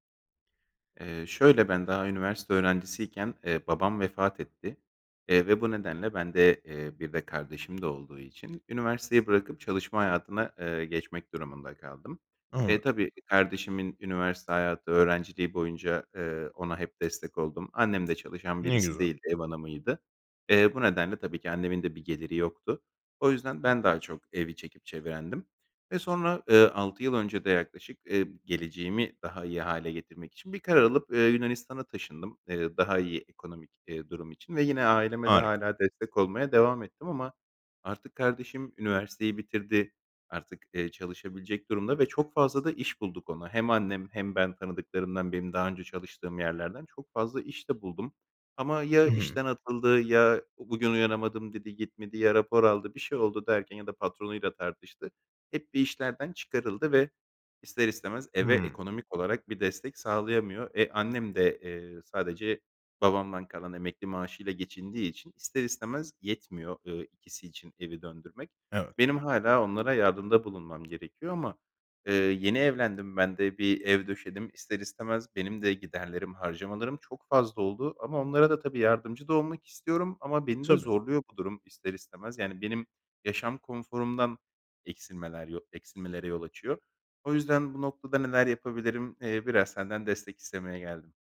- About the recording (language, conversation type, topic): Turkish, advice, Aile içi maddi destek beklentileri yüzünden neden gerilim yaşıyorsunuz?
- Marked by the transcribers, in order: other background noise; unintelligible speech; tapping